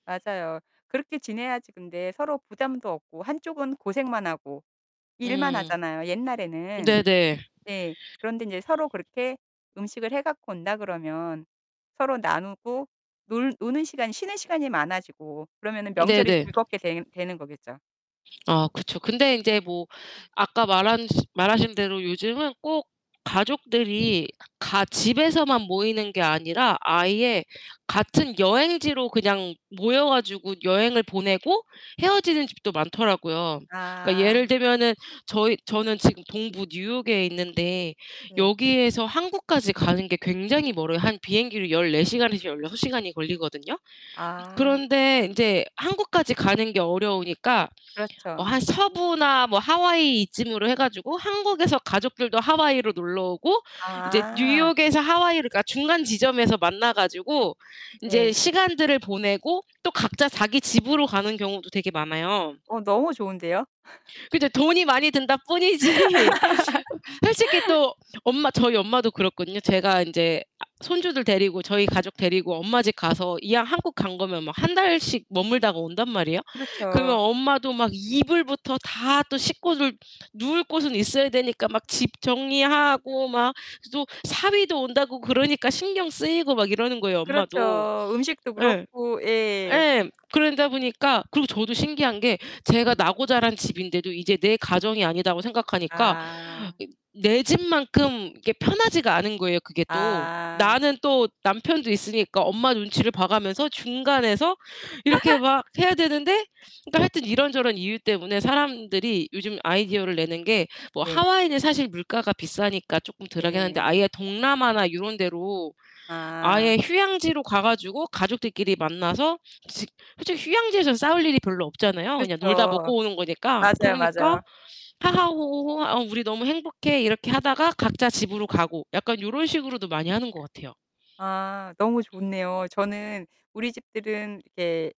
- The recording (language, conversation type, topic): Korean, podcast, 명절이나 가족 모임은 보통 어떻게 보내세요?
- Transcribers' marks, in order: distorted speech; other background noise; background speech; laughing while speaking: "뿐이지. 어"; laugh; laugh